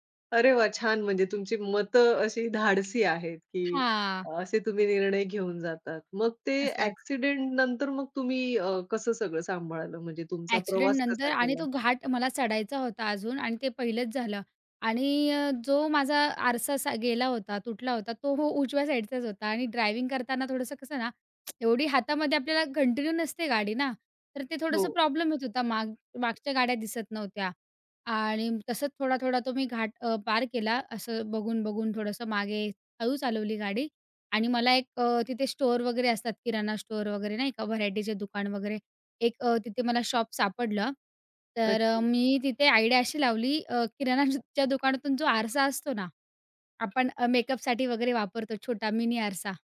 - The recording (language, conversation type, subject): Marathi, podcast, एकट्याने प्रवास करताना तुम्हाला स्वतःबद्दल काय नवीन कळले?
- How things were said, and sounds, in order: in English: "ॲक्सिडेंट"; in English: "ॲक्सिडेंटनंतर"; in English: "ड्रायव्हिंग"; lip smack; in English: "कंटिन्यू"; in English: "व्हरायटीचे"; in English: "शॉप"; in English: "आयडिया"; in English: "मिनी"